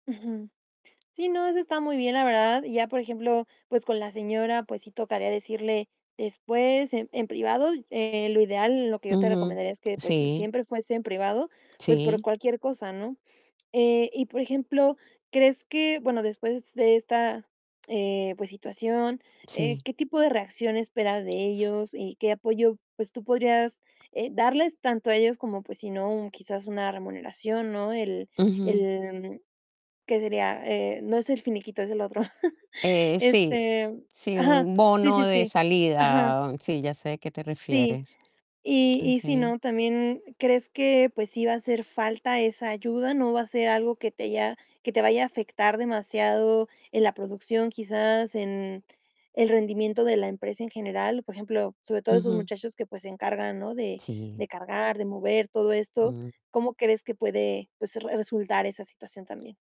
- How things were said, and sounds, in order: tapping; distorted speech; other background noise; chuckle
- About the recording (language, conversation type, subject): Spanish, advice, ¿Cómo puedo anunciar malas noticias a mi familia o a mi equipo de trabajo?